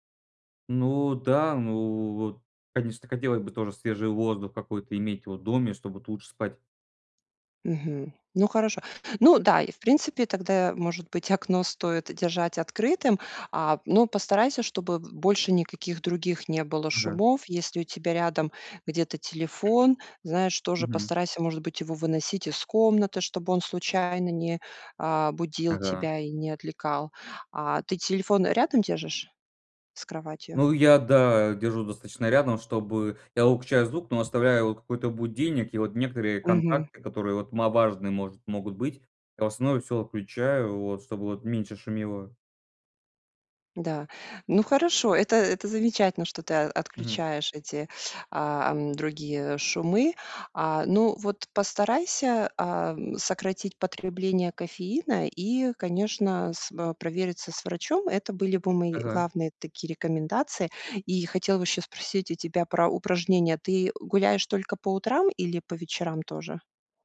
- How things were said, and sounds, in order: other background noise
- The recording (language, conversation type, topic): Russian, advice, Почему я постоянно чувствую усталость по утрам, хотя высыпаюсь?